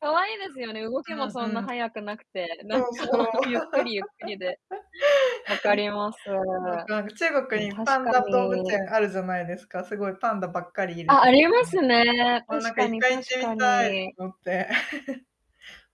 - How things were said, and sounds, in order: other background noise; laugh; laughing while speaking: "はい"; laughing while speaking: "なんか"; distorted speech; unintelligible speech; chuckle
- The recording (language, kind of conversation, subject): Japanese, unstructured, 動物園の動物は幸せだと思いますか？